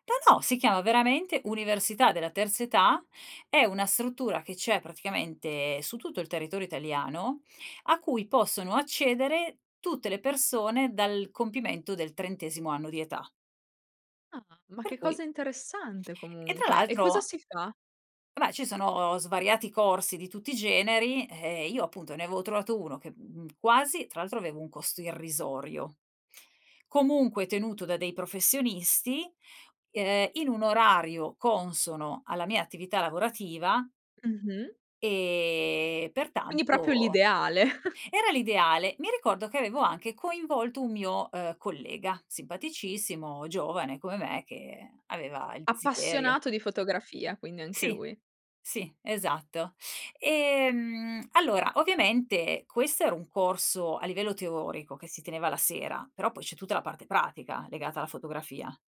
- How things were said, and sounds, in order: "proprio" said as "propio"; laughing while speaking: "ideale"
- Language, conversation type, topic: Italian, podcast, Come riuscivi a trovare il tempo per imparare, nonostante il lavoro o la scuola?